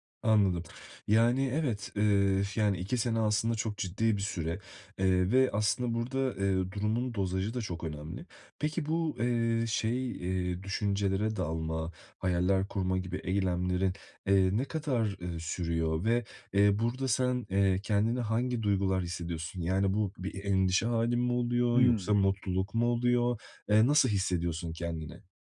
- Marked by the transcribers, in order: other noise; tapping; other background noise
- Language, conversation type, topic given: Turkish, advice, Uyumadan önce zihnimi sakinleştirmek için hangi basit teknikleri deneyebilirim?